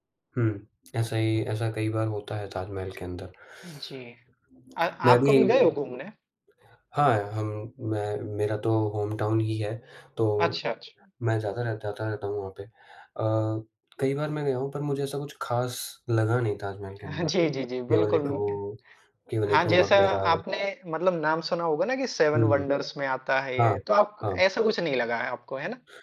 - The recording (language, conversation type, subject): Hindi, unstructured, आपकी सबसे यादगार यात्रा कौन-सी रही है?
- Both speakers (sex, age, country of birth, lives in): male, 20-24, India, India; male, 25-29, India, India
- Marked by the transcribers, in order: in English: "होमटाउन"; chuckle; laughing while speaking: "जी"; in English: "सेवन वंडर्स"